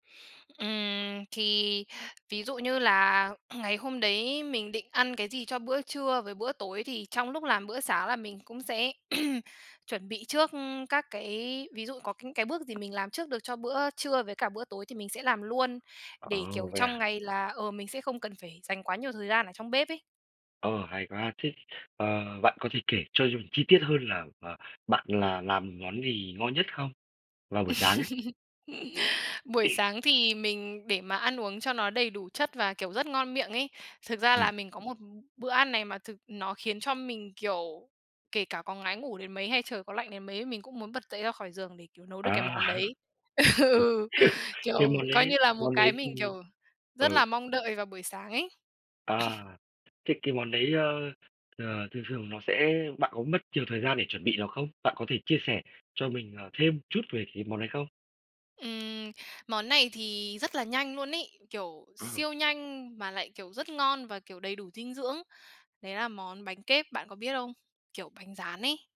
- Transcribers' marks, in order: tapping; throat clearing; throat clearing; "những" said as "cững"; laugh; other background noise; laughing while speaking: "À"; sneeze; laughing while speaking: "Ừ"; throat clearing
- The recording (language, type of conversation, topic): Vietnamese, podcast, Buổi sáng bạn thường bắt đầu ngày mới như thế nào?
- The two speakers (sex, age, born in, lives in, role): female, 25-29, Vietnam, Italy, guest; male, 35-39, Vietnam, Vietnam, host